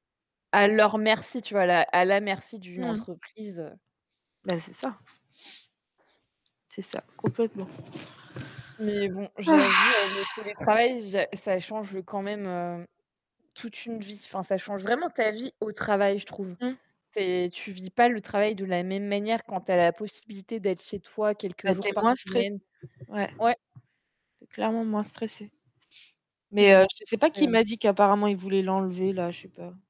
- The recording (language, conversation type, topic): French, unstructured, Quels sont les avantages et les inconvénients du télétravail ?
- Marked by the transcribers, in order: static; tapping; other background noise; distorted speech; drawn out: "Ah !"; unintelligible speech